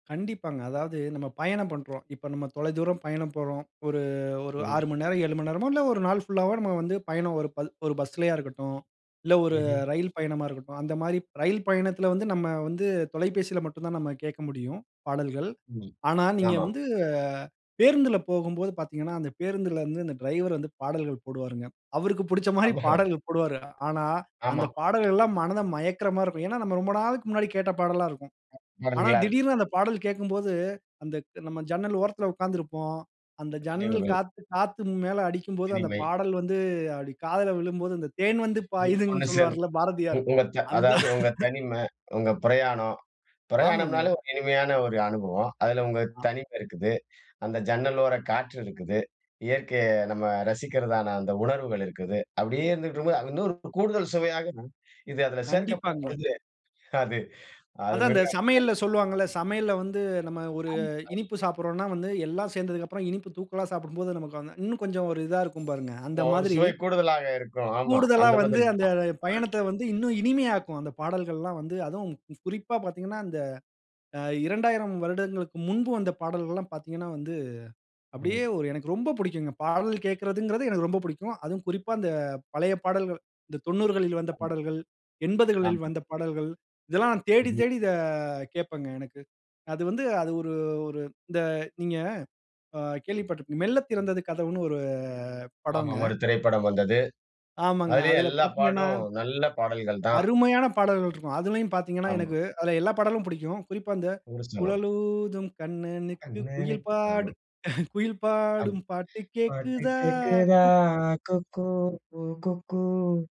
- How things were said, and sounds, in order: drawn out: "வந்து"; unintelligible speech; unintelligible speech; joyful: "நம்ம ஜன்னல் ஓரத்தில உட்கார்ந்திருப்போம். அந்த … சொல்வாருல்ல பாரதியார். அந்த"; singing: "தேன் வந்து பாயுதுன்னு"; laugh; unintelligible speech; tapping; singing: "கண்ணனை"; singing: "குழலூதும் கண்ணனுக்கு குயில்பாடும் குயில் பாடும் பாட்டு கேக்குதா? குக்"; snort; singing: "பாட்டு கேட்குதா குக்கூ குக்கூ"
- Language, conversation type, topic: Tamil, podcast, கடந்த கால பாடல்களை இப்போது மீண்டும் கேட்கத் தூண்டும் காரணங்கள் என்ன?